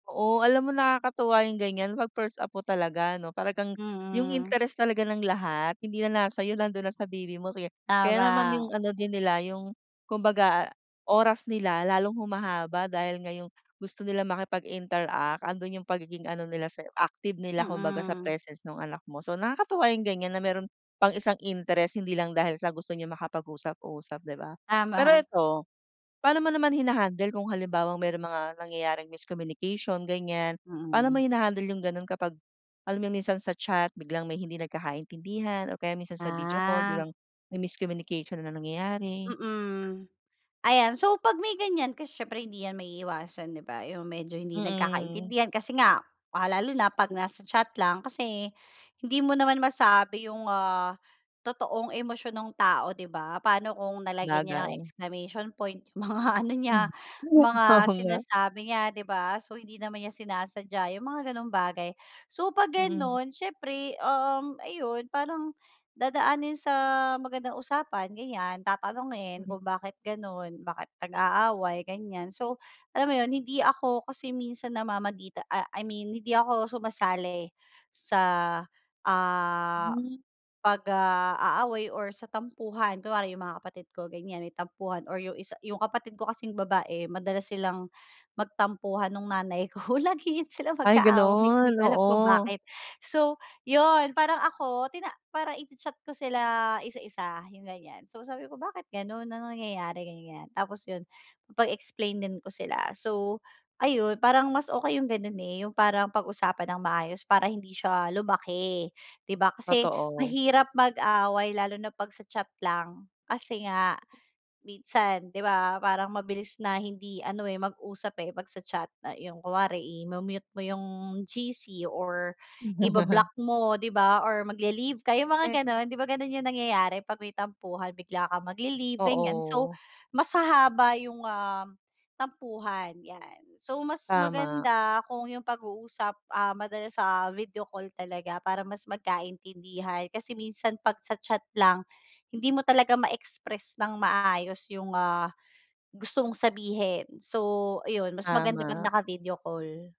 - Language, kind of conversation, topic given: Filipino, podcast, Paano mo pinananatiling matibay ang ugnayan mo sa pamilya gamit ang teknolohiya?
- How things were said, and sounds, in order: laughing while speaking: "Tama"; laughing while speaking: "mga"; laughing while speaking: "Oo, nga"; laughing while speaking: "ko lagi iyan sila magka-away, hindi ko alam kung bakit"; chuckle